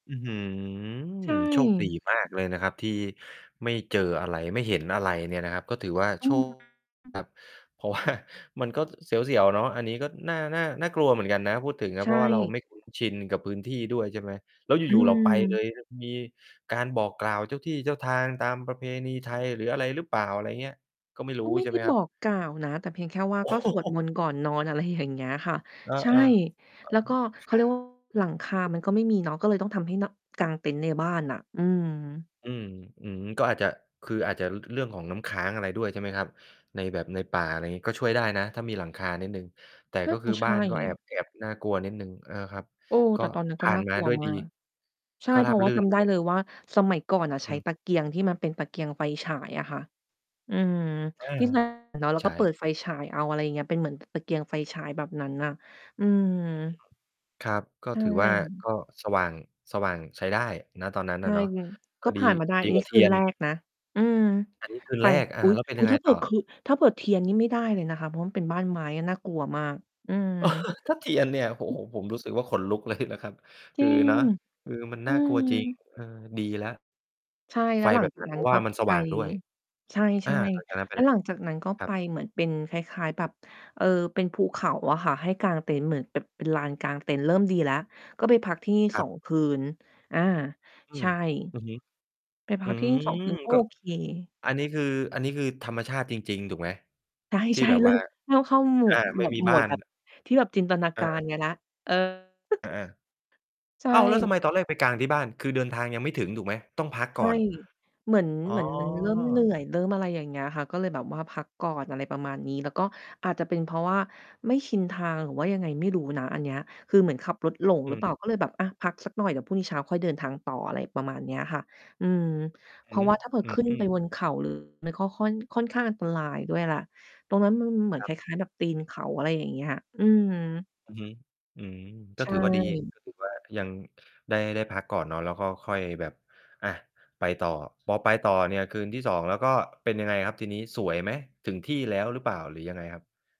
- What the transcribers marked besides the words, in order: distorted speech; laughing while speaking: "ว่า"; unintelligible speech; laughing while speaking: "โอ้โฮ"; tapping; unintelligible speech; static; laugh; laughing while speaking: "เลย"; laughing while speaking: "ใช่ ๆ"; giggle; mechanical hum
- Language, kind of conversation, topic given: Thai, podcast, ประสบการณ์เข้าค่ายที่น่าจดจำที่สุดของคุณเป็นอย่างไร?